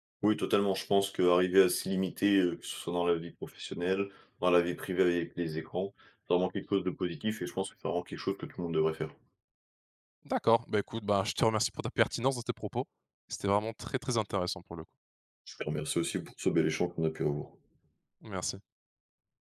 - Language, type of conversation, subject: French, podcast, Comment poses-tu des limites au numérique dans ta vie personnelle ?
- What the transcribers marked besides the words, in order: none